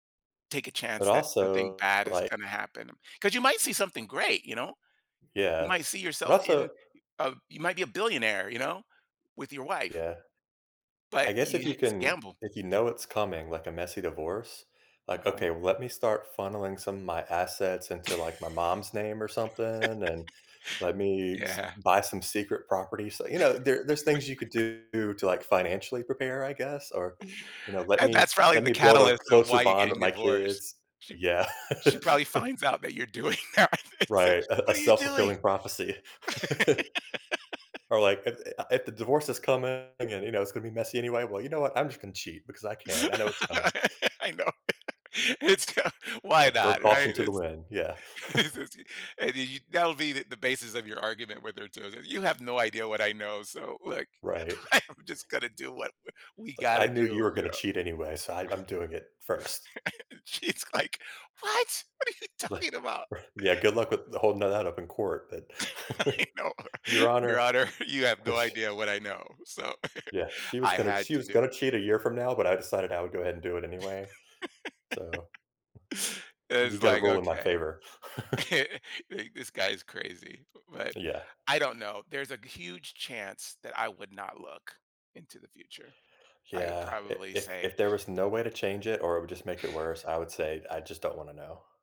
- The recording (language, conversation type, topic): English, unstructured, How could knowing the future of your relationships change the way you interact with people now?
- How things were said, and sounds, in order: other background noise; laugh; laugh; laughing while speaking: "Yeah"; chuckle; laughing while speaking: "that, and said"; laugh; laugh; laugh; laughing while speaking: "I know, it it's t why not, right? It's it's it's it's"; chuckle; unintelligible speech; laughing while speaking: "I'm just gonna do what … you talking about?"; chuckle; laugh; put-on voice: "What?! What are you talking about?"; tapping; laughing while speaking: "R R"; laughing while speaking: "I know. Your honor, you have no idea what I know, so"; chuckle; giggle; laugh; chuckle; chuckle